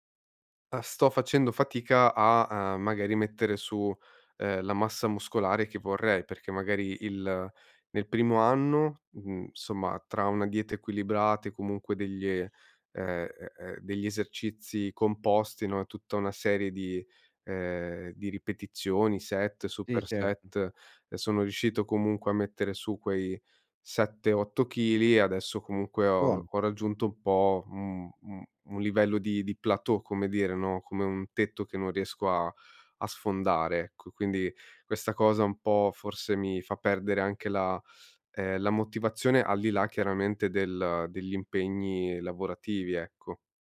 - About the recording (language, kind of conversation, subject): Italian, advice, Come posso mantenere la motivazione per esercitarmi regolarmente e migliorare le mie abilità creative?
- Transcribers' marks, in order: "insomma" said as "nsomma"